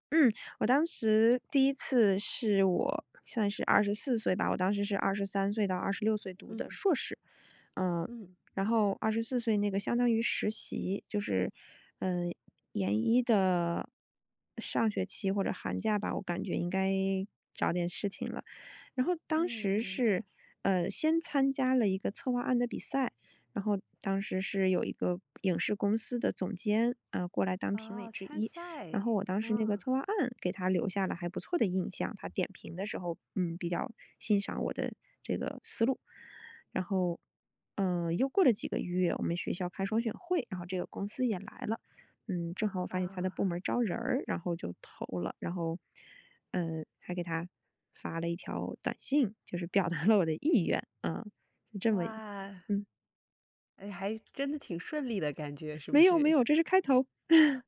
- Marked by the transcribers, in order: other background noise; joyful: "表达了我的意愿啊"; chuckle
- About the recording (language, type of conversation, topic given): Chinese, podcast, 你第一次工作的经历是怎样的？